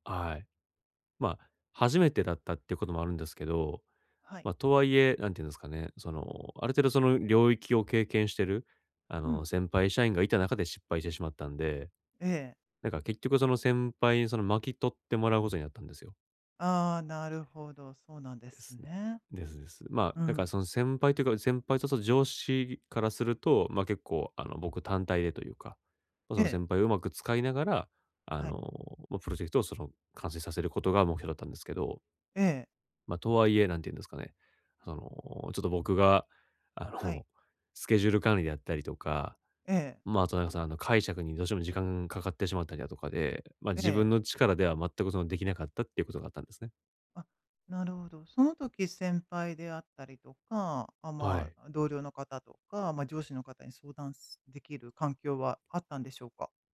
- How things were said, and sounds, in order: none
- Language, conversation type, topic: Japanese, advice, どうすれば挫折感を乗り越えて一貫性を取り戻せますか？